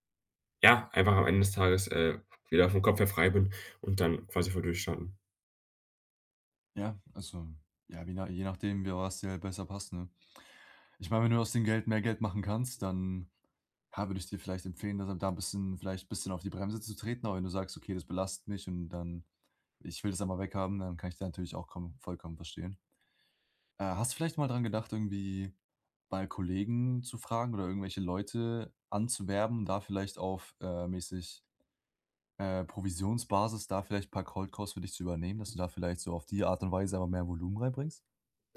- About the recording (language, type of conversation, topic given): German, advice, Wie kann ich Motivation und Erholung nutzen, um ein Trainingsplateau zu überwinden?
- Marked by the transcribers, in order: other background noise; in English: "Cold Calls"